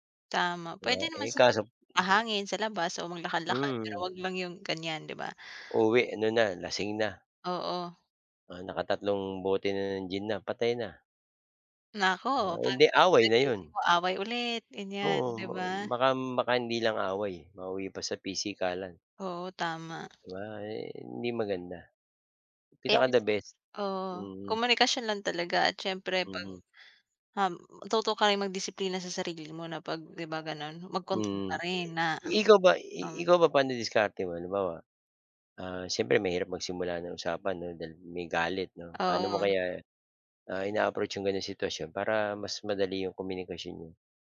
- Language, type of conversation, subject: Filipino, unstructured, Ano ang papel ng komunikasyon sa pag-aayos ng sama ng loob?
- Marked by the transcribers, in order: other background noise; tapping